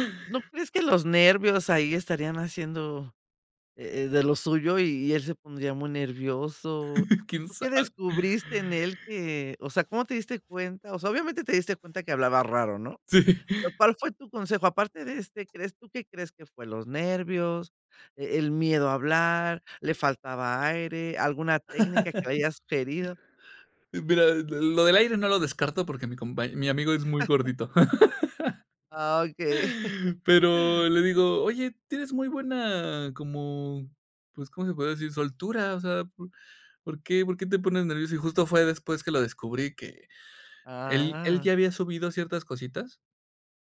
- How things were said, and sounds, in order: giggle; other background noise; laughing while speaking: "Sí"; laugh; laugh; chuckle
- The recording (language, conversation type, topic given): Spanish, podcast, ¿Qué consejos darías a alguien que quiere compartir algo por primera vez?